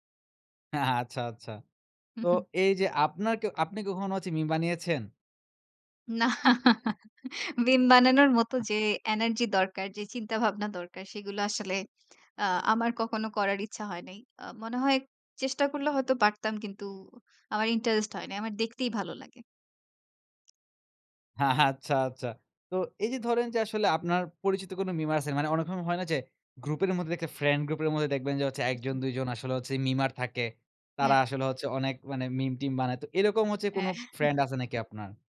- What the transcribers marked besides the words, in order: laughing while speaking: "অ্যা হা আচ্ছা"; chuckle; tapping; laughing while speaking: "আচ্ছা, আচ্ছা"; in English: "মিমার"; in English: "মিমার"; laughing while speaking: "হ্যাঁ"
- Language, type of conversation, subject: Bengali, podcast, মিমগুলো কীভাবে রাজনীতি ও মানুষের মানসিকতা বদলে দেয় বলে তুমি মনে করো?